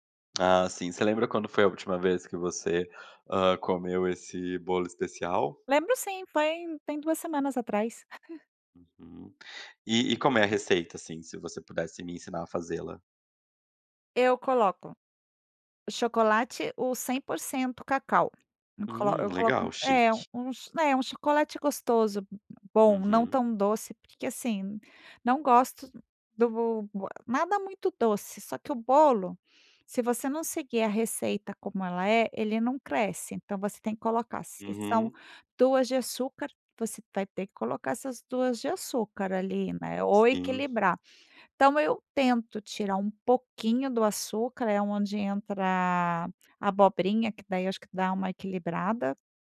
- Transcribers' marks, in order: none
- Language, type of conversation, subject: Portuguese, podcast, Que receita caseira você faz quando quer consolar alguém?